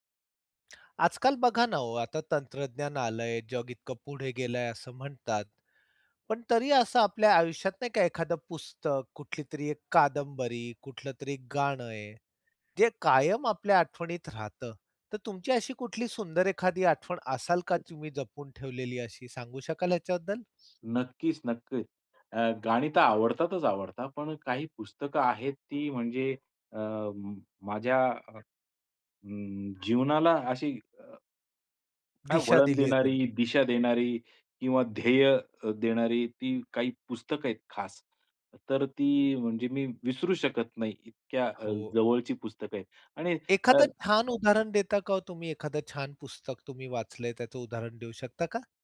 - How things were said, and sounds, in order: tapping; other background noise
- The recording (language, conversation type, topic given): Marathi, podcast, कोणती पुस्तकं किंवा गाणी आयुष्यभर आठवतात?